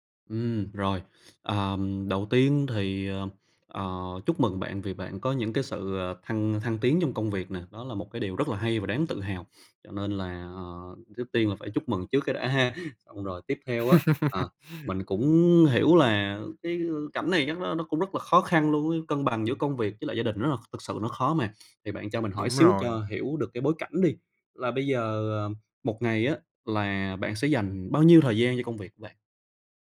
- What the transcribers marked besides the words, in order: tapping; laugh; other background noise
- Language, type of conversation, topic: Vietnamese, advice, Làm thế nào để đặt ranh giới rõ ràng giữa công việc và gia đình?